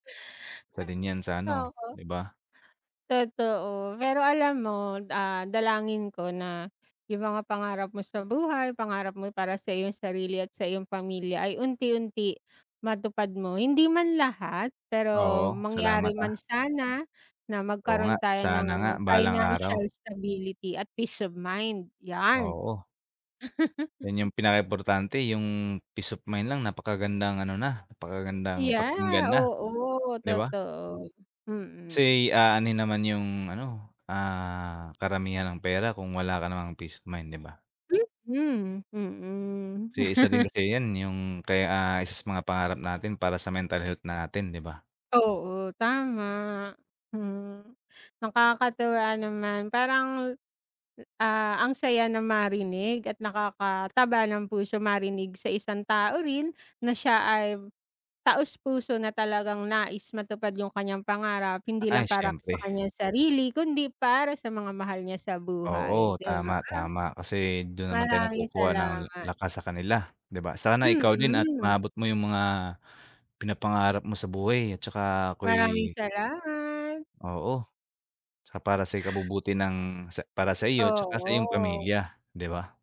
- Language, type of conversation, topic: Filipino, unstructured, Ano ang plano mo para matupad ang mga pangarap mo sa buhay?
- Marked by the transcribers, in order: other background noise; in English: "financial stability"; laugh; tapping; laugh